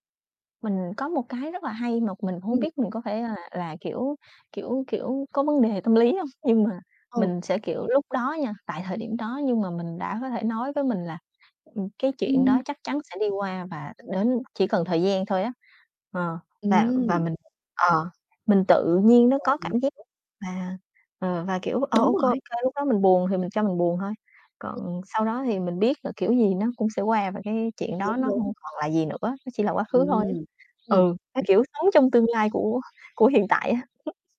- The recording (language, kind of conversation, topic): Vietnamese, unstructured, Bạn có lo sợ rằng việc nhớ lại quá khứ sẽ khiến bạn tổn thương không?
- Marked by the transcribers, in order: static; laughing while speaking: "hông"; other background noise; tapping; distorted speech; unintelligible speech; chuckle